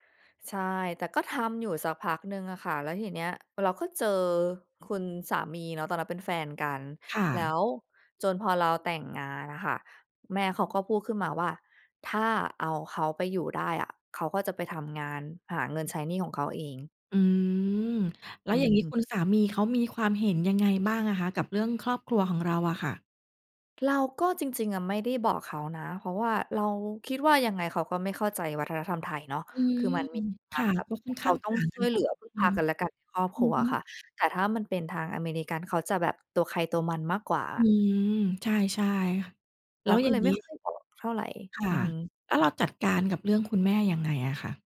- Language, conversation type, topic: Thai, podcast, ครอบครัวคาดหวังให้คุณเลี้ยงดูพ่อแม่ในอนาคตไหมคะ?
- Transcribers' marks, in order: none